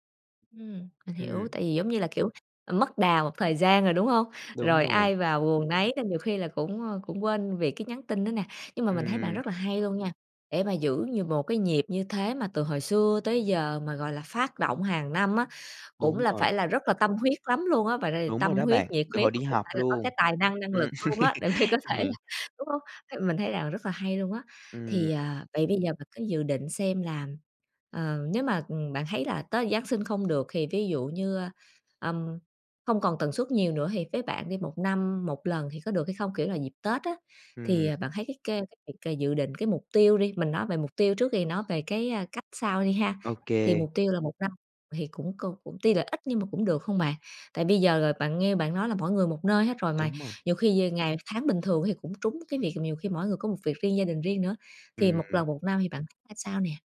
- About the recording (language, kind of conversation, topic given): Vietnamese, advice, Làm sao để giữ liên lạc với bạn bè khi bạn rất bận rộn?
- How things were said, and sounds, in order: other background noise; tapping; laughing while speaking: "để mà có thể là đúng hông?"; laugh